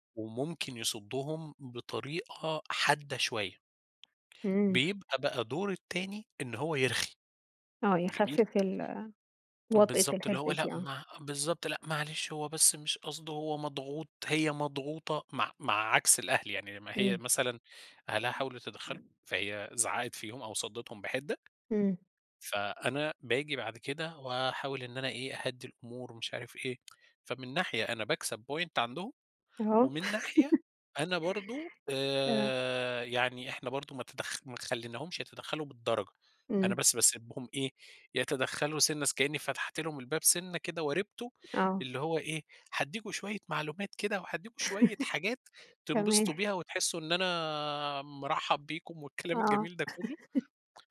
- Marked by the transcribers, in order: tapping; other background noise; tsk; in English: "point"; giggle; laugh; laughing while speaking: "تمام"; chuckle; laugh
- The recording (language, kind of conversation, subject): Arabic, podcast, إزاي بتتعاملوا مع تدخل أهل شريككوا في حياتكوا؟